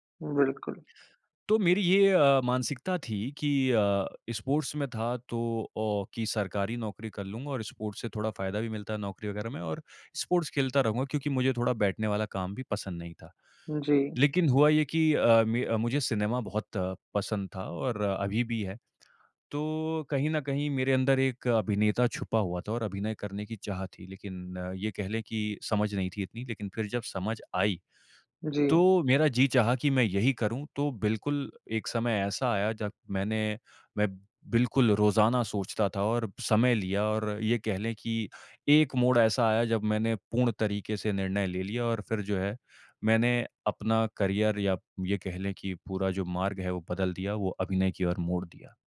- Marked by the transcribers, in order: in English: "स्पोर्ट्स"; in English: "स्पोर्ट्स"; in English: "स्पोर्ट्स"; in English: "करियर"
- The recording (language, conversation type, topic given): Hindi, podcast, क्या आप कोई ऐसा पल साझा करेंगे जब आपने खामोशी में कोई बड़ा फैसला लिया हो?